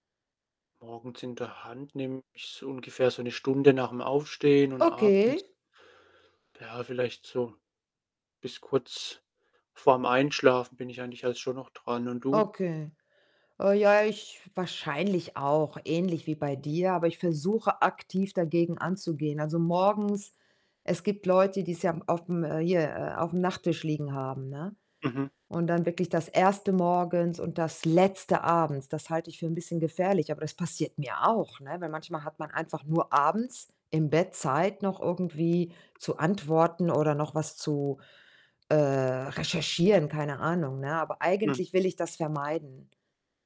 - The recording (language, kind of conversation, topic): German, unstructured, Wie kannst du mithilfe von Technik glücklicher werden?
- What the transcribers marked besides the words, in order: other background noise; distorted speech; stressed: "Letzte"